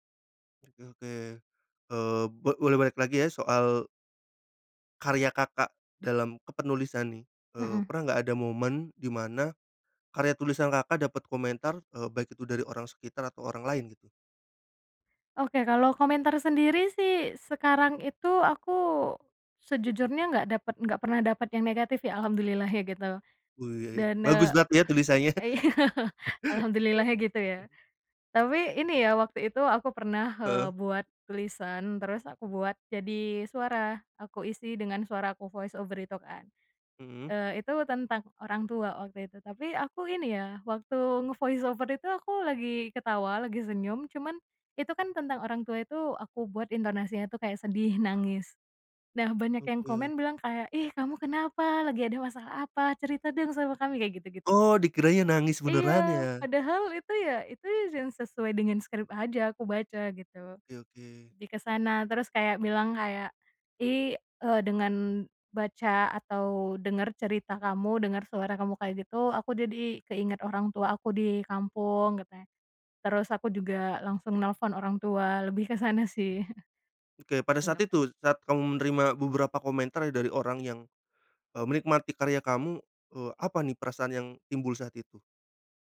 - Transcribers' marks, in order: chuckle; tapping; in English: "voice over"; in English: "nge-voice over"; in English: "script"
- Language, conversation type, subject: Indonesian, podcast, Apa rasanya saat kamu menerima komentar pertama tentang karya kamu?